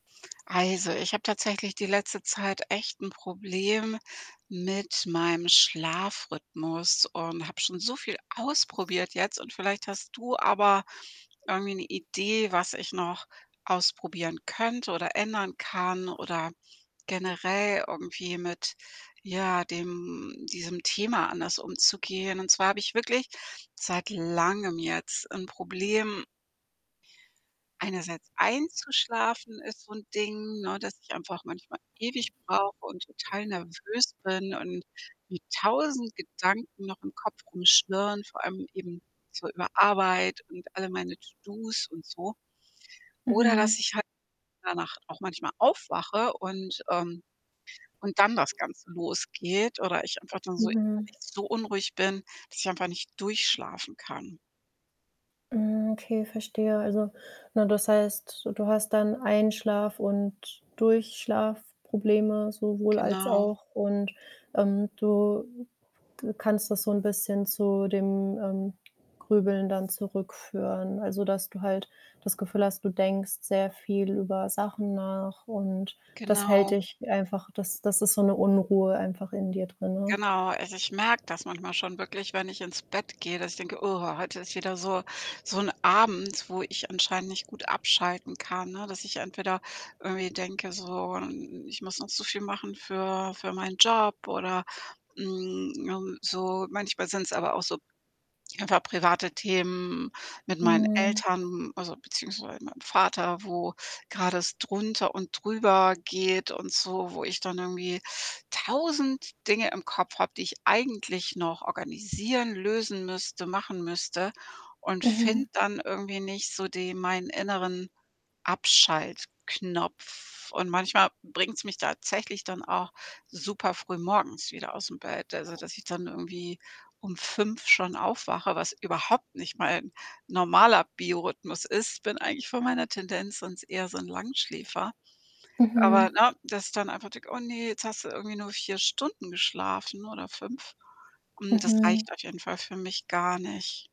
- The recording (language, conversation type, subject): German, advice, Wie erlebst du deine Schlaflosigkeit und das ständige Grübeln über die Arbeit?
- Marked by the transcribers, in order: other background noise; static; distorted speech; wind; disgusted: "Oh"; tapping